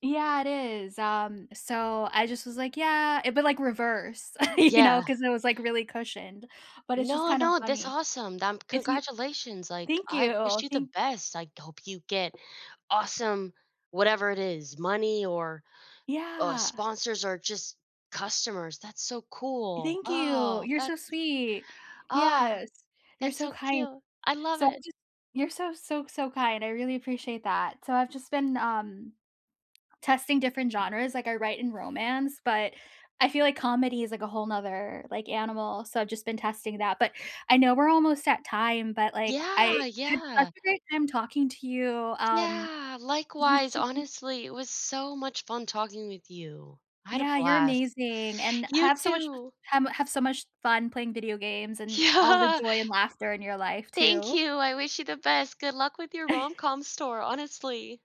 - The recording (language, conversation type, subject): English, unstructured, Have you ever been surprised by how much laughter helps your mood?
- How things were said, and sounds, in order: laugh; laughing while speaking: "you know"; tapping; other background noise; laughing while speaking: "Yeah"; chuckle